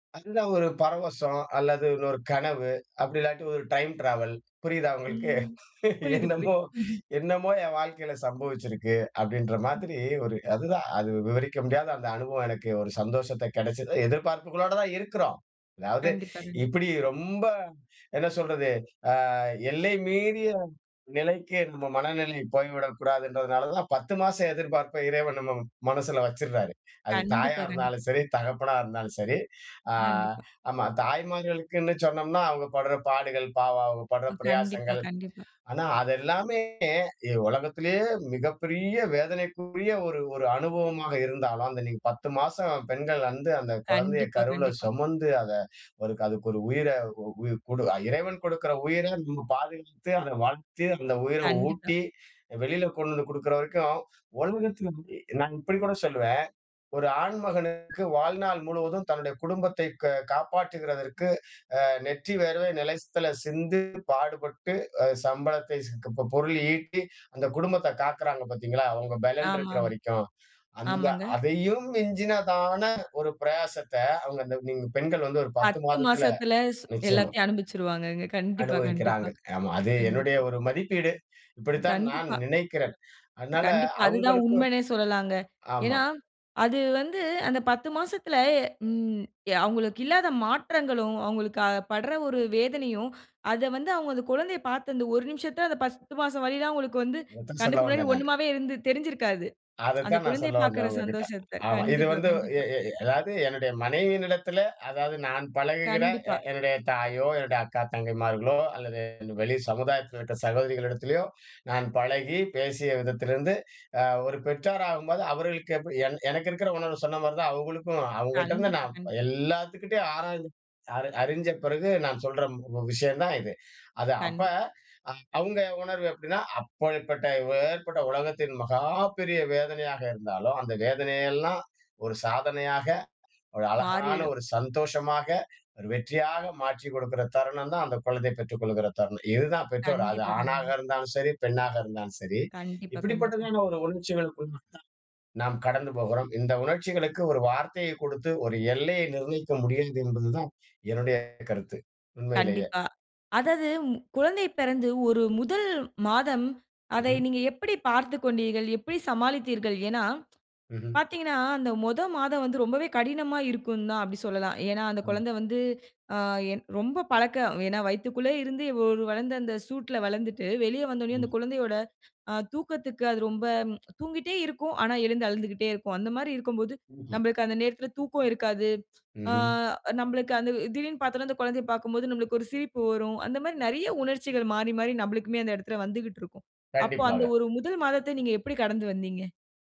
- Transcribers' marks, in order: in English: "டைம் ட்ராவல்"; laugh; chuckle; other noise; other background noise; tsk; tapping
- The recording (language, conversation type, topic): Tamil, podcast, முதல்முறை பெற்றோராக மாறிய போது நீங்கள் என்ன உணர்ந்தீர்கள்?